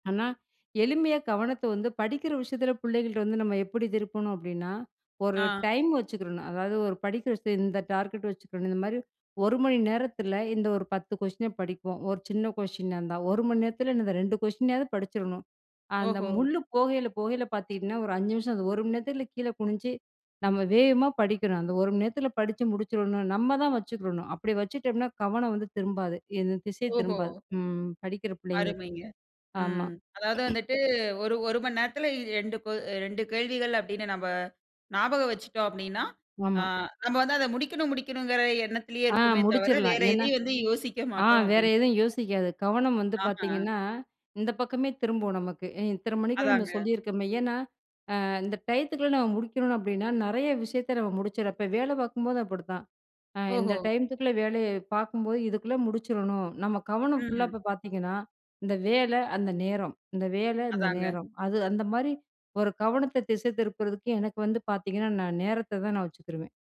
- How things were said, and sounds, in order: in English: "டார்கெட்"; throat clearing
- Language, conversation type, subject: Tamil, podcast, எளிதாக மற்றவர்களின் கவனத்தை ஈர்க்க நீங்கள் என்ன செய்வீர்கள்?